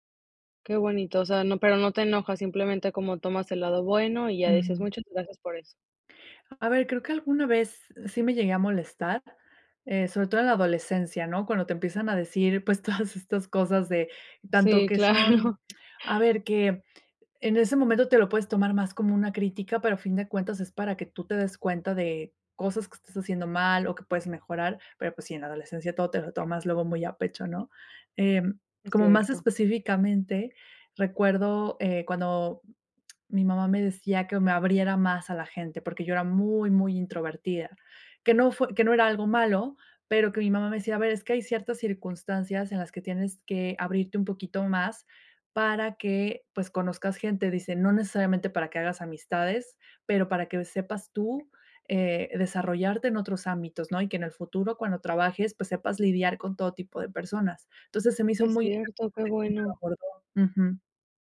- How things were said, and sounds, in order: chuckle; chuckle; unintelligible speech
- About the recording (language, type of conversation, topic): Spanish, podcast, ¿Cómo manejas la retroalimentación difícil sin tomártela personal?